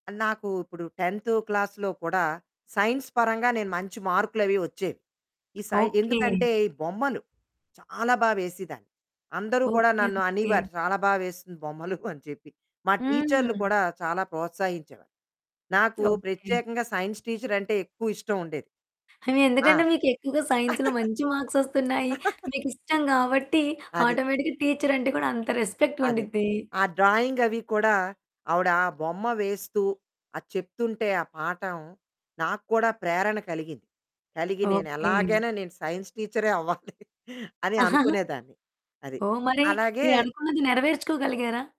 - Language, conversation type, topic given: Telugu, podcast, మీ సృజనాత్మక ప్రయాణం ఎలా మొదలైంది?
- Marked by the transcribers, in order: in English: "టెన్త్"; in English: "సైన్స్"; other background noise; laughing while speaking: "బొమ్మలు అని"; static; in English: "సైన్స్"; in English: "సైన్స్‌లో"; chuckle; in English: "ఆటోమేటిక్‌గా"; in English: "సైన్స్"; laughing while speaking: "అవ్వాలి"; giggle